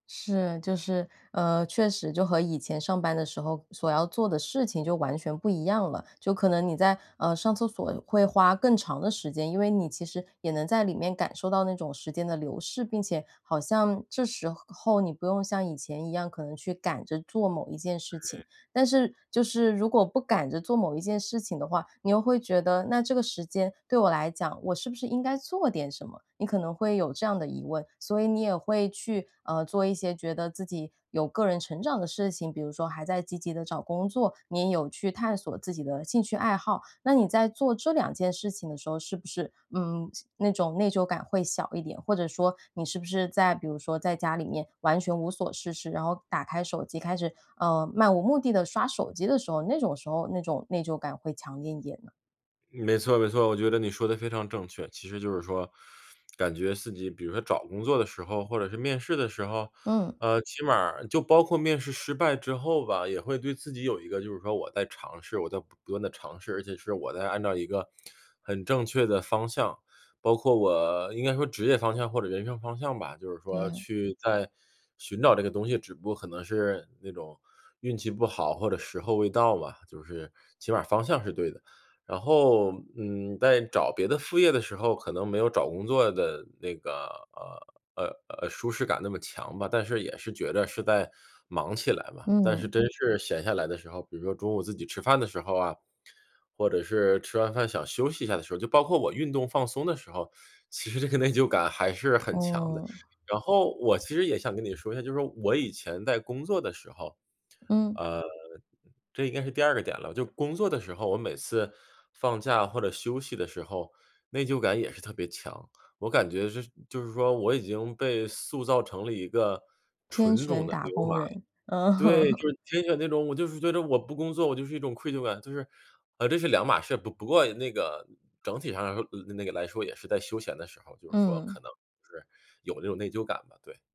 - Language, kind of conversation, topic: Chinese, advice, 休闲时我总是感到内疚或分心，该怎么办？
- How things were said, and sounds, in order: teeth sucking; "自己" said as "饲己"; laughing while speaking: "或"; other background noise; laughing while speaking: "其实这个内疚感"; laugh